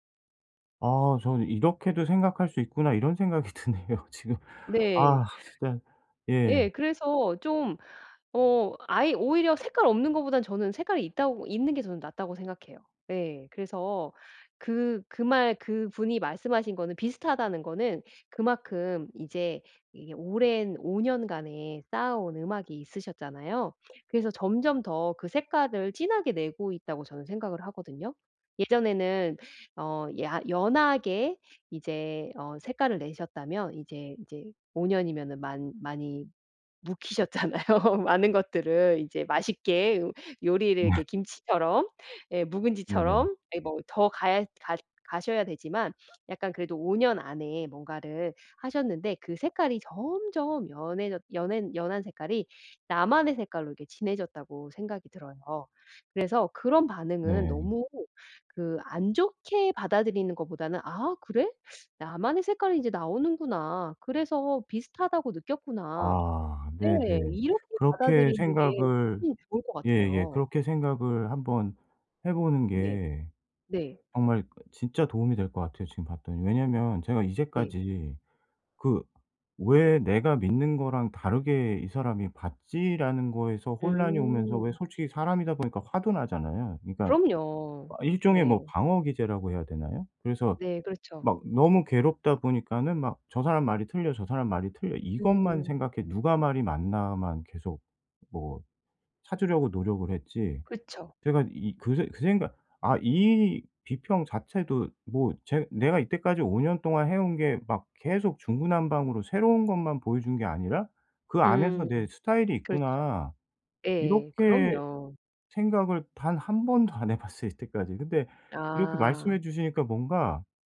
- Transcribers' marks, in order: laughing while speaking: "생각이 드네요 지금"; other background noise; laughing while speaking: "묵히셨잖아요"; laughing while speaking: "네"; teeth sucking; tapping; laughing while speaking: "해 봤어요"
- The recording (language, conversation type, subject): Korean, advice, 타인의 반응에 대한 걱정을 줄이고 자신감을 어떻게 회복할 수 있을까요?